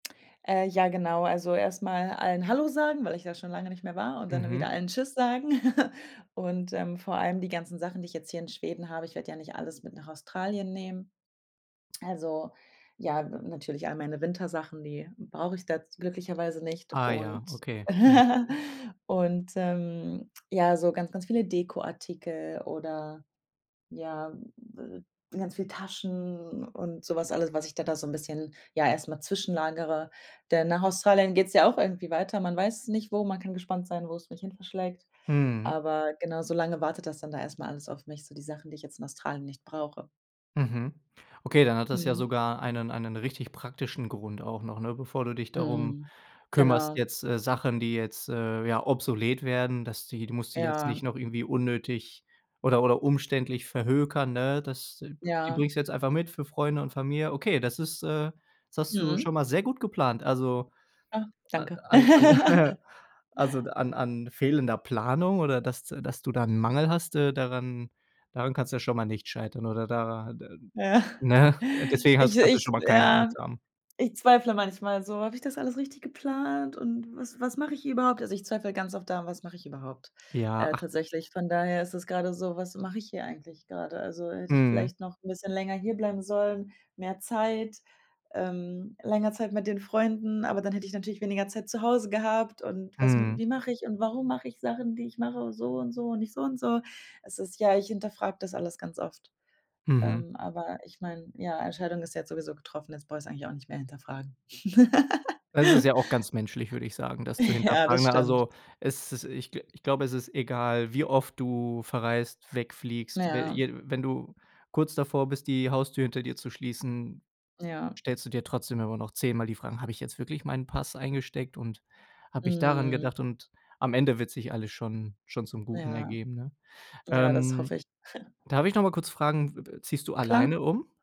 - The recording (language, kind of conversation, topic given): German, advice, Welche Sorgen und Ängste hast du wegen des Umzugs in eine fremde Stadt und des Neuanfangs?
- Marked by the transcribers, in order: stressed: "Hallo"; giggle; tongue click; laugh; other noise; laugh; giggle; laughing while speaking: "Ja"; drawn out: "geplant"; other background noise; laugh; laughing while speaking: "Ja"; chuckle